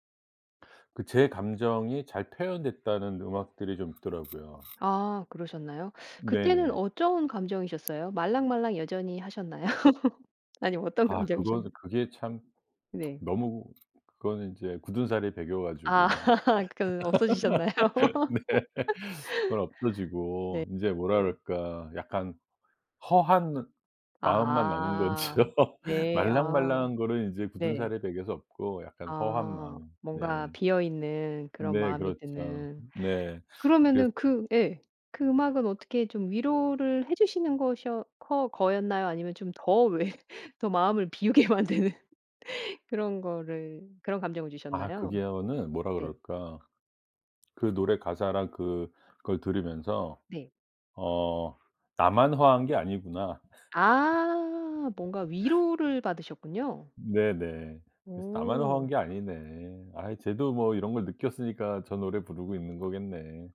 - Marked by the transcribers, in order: other background noise; tapping; laughing while speaking: "하셨나요?"; laugh; laugh; laughing while speaking: "네"; laughing while speaking: "없어지셨나요?"; laugh; laughing while speaking: "거죠"; laughing while speaking: "왜"; laughing while speaking: "비우게 만드는"; "그거는" said as "그게어는"; laugh
- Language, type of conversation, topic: Korean, podcast, 음악을 처음으로 감정적으로 받아들였던 기억이 있나요?